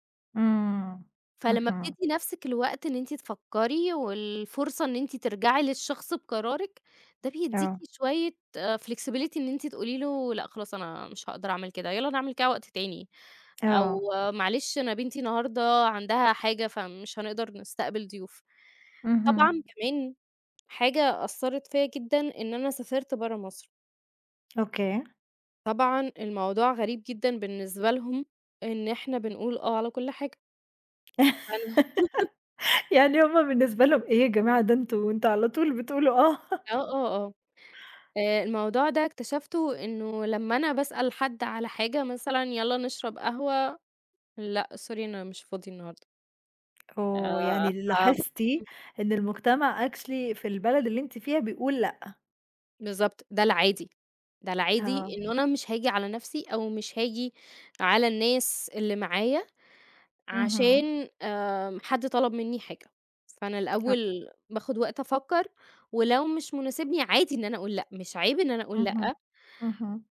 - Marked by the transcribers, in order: in English: "flexibility"; laugh; laughing while speaking: "يعني هُم بالنسبة لهم: إيه … طول بتقولو آه؟"; unintelligible speech; laugh; in English: "sorry"; unintelligible speech; in English: "actually"
- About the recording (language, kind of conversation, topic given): Arabic, podcast, إزاي بتعرف إمتى تقول أيوه وإمتى تقول لأ؟